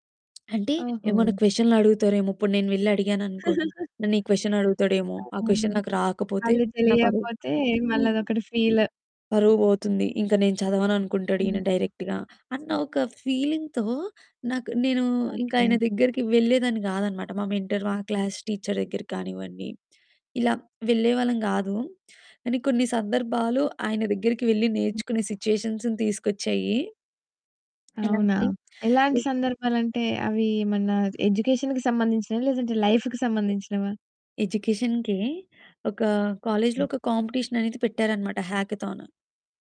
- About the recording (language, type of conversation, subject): Telugu, podcast, సరికొత్త నైపుణ్యాలు నేర్చుకునే ప్రక్రియలో మెంటర్ ఎలా సహాయపడగలరు?
- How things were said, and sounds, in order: other background noise; chuckle; unintelligible speech; in English: "క్వెషన్"; in English: "క్వెషన్"; unintelligible speech; in English: "డైరెక్ట్‌గా"; in English: "ఫీలింగ్‌తో"; in English: "మెంటర్"; in English: "క్లాస్ టీచర్"; in English: "సిచ్యుయేషన్స్‌ను"; other noise; in English: "ఎడ్యుకేషన్‌కి"; in English: "లైఫ్‌కి"; in English: "ఎడ్యుకేషన్‌కే"; in English: "కాలేజ్‌లో"; in English: "కాంపిటీషన్"; in English: "హాకథాన్"